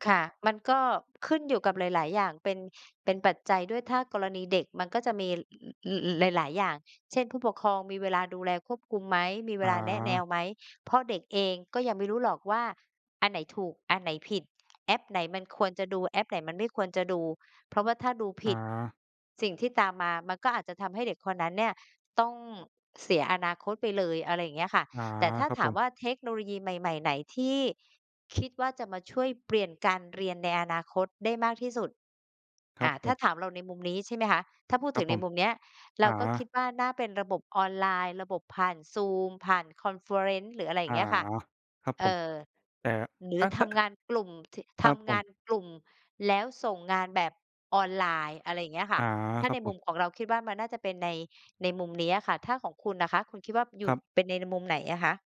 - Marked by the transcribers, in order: other background noise; tapping; in English: "คอนเฟอเรนซ์"
- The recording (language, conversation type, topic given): Thai, unstructured, คุณคิดว่าอนาคตของการเรียนรู้จะเป็นอย่างไรเมื่อเทคโนโลยีเข้ามามีบทบาทมากขึ้น?